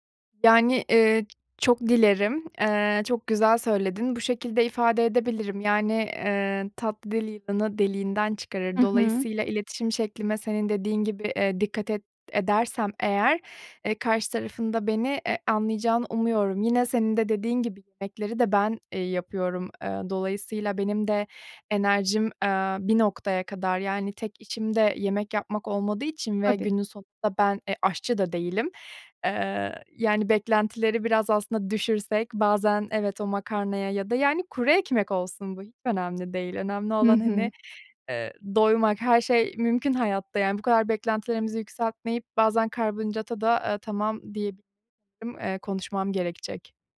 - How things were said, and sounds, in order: tapping; lip smack
- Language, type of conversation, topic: Turkish, advice, Ailenizin ya da partnerinizin yeme alışkanlıklarıyla yaşadığınız çatışmayı nasıl yönetebilirsiniz?